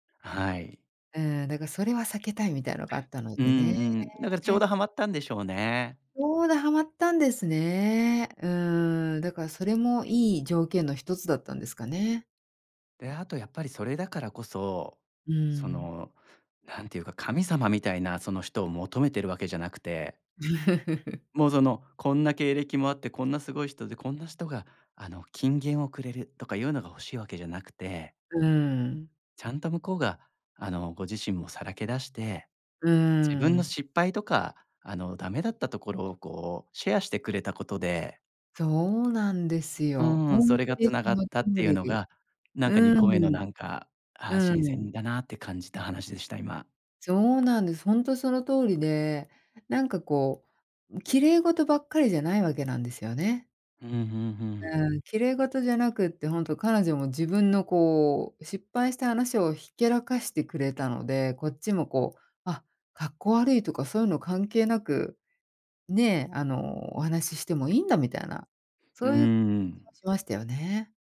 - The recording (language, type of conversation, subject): Japanese, podcast, 良いメンターの条件って何だと思う？
- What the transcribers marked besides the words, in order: laugh